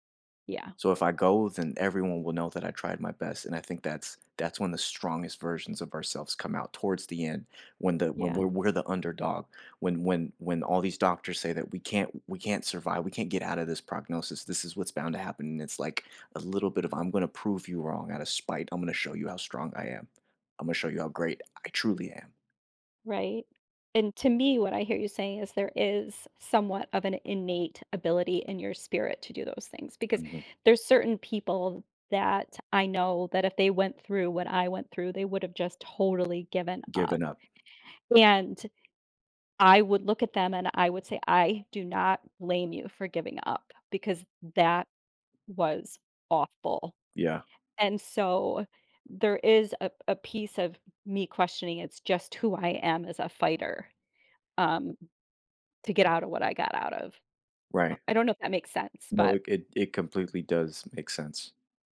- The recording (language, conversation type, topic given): English, unstructured, How can I stay hopeful after illness or injury?
- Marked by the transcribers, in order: tapping; other background noise